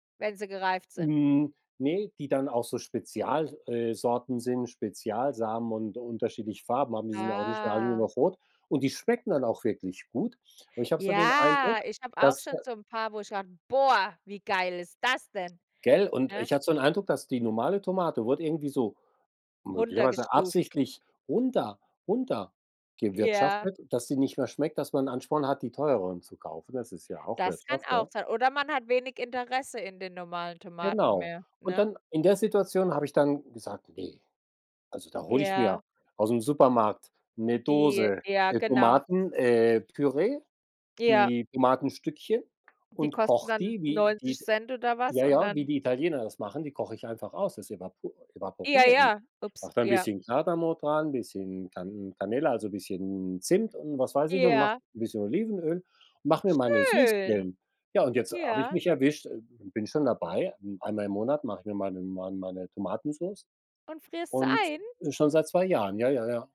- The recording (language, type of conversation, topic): German, unstructured, Wie hast du ein neues Hobby für dich entdeckt?
- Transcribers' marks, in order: drawn out: "Ah"; drawn out: "Ja"; unintelligible speech; in Spanish: "Canela"